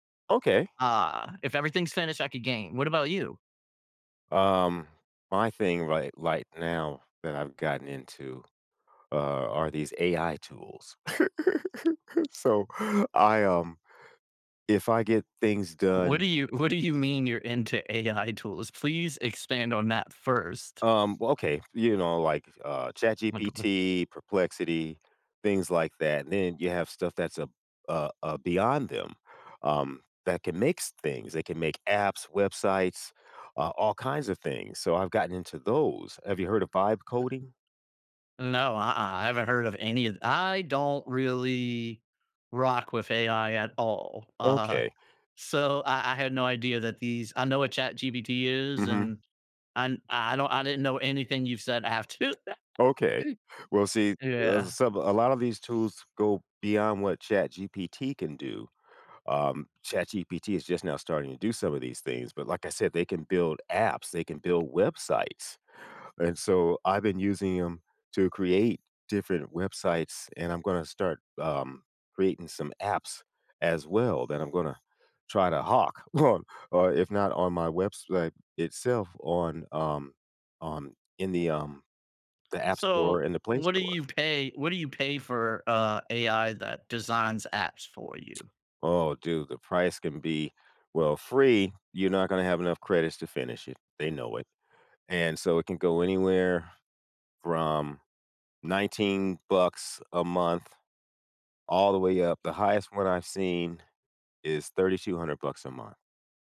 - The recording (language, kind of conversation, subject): English, unstructured, How can I let my hobbies sneak into ordinary afternoons?
- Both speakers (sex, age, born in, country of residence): male, 35-39, United States, United States; male, 60-64, United States, United States
- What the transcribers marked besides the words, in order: tapping; chuckle; laughing while speaking: "what do you mean"; unintelligible speech; unintelligible speech; laughing while speaking: "after that"; laugh; other background noise; chuckle